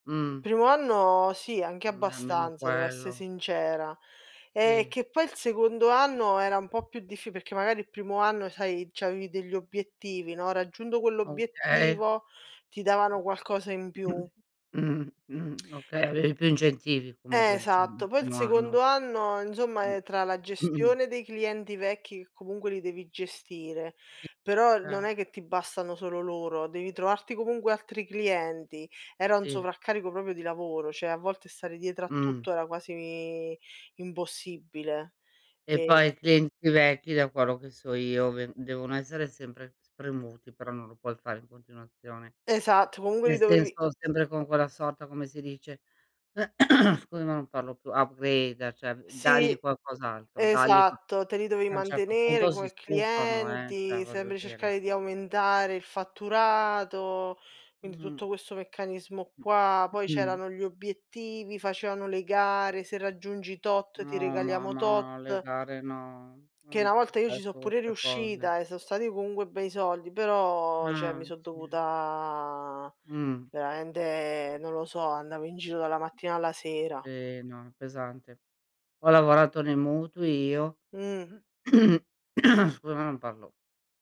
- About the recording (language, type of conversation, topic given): Italian, unstructured, Qual è stata la tua prima esperienza lavorativa?
- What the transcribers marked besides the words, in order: tapping; throat clearing; throat clearing; other background noise; "proprio" said as "popio"; "cioè" said as "ceh"; drawn out: "quasi"; throat clearing; in English: "upgrade"; "cioè" said as "ceh"; "cioè" said as "ceh"; throat clearing; unintelligible speech; "cioè" said as "ceh"; drawn out: "dovuta"; throat clearing